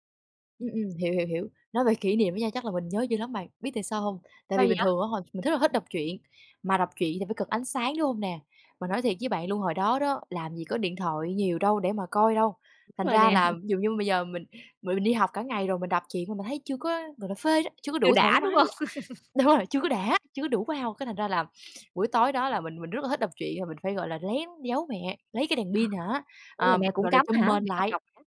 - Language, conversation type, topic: Vietnamese, podcast, Bạn có kỷ niệm nào gắn liền với những cuốn sách truyện tuổi thơ không?
- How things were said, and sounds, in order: other background noise; tapping; chuckle; laugh; sniff